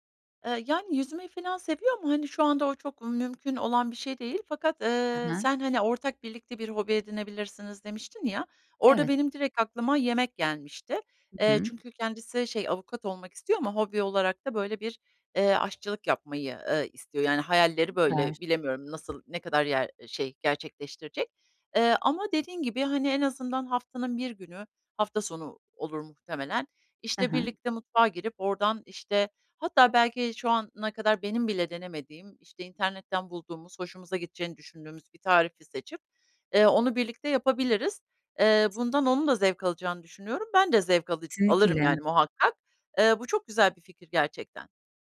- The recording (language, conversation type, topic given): Turkish, advice, Sürekli öğrenme ve uyum sağlama
- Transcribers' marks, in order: none